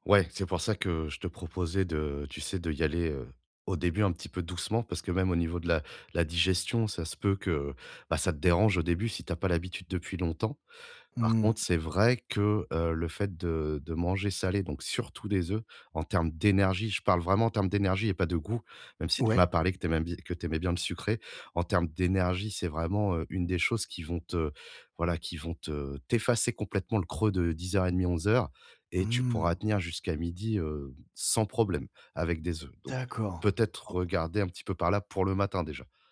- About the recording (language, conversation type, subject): French, advice, Comment équilibrer mon alimentation pour avoir plus d’énergie chaque jour ?
- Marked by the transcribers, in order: other background noise; stressed: "surtout"; stressed: "d'énergie"; stressed: "pour"